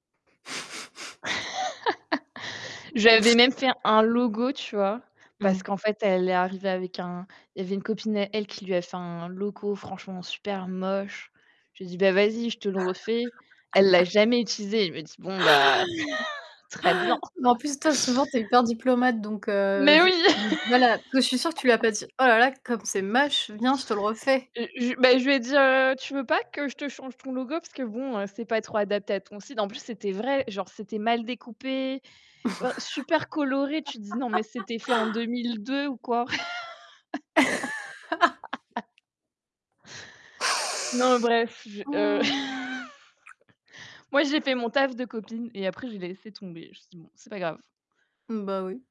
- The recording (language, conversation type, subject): French, unstructured, Quelle est votre stratégie pour cultiver des relations positives autour de vous ?
- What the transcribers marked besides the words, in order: chuckle; laugh; chuckle; tapping; laugh; chuckle; distorted speech; laughing while speaking: "Mais oui !"; laugh; other background noise; laugh; laugh; laugh